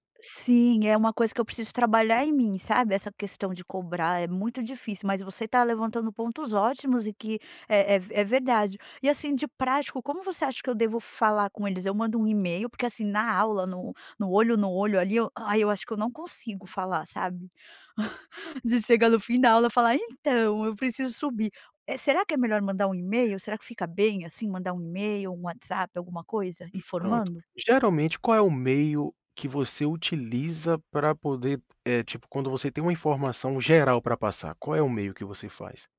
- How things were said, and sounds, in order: tapping; laugh; other background noise
- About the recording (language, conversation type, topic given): Portuguese, advice, Como posso pedir um aumento de salário?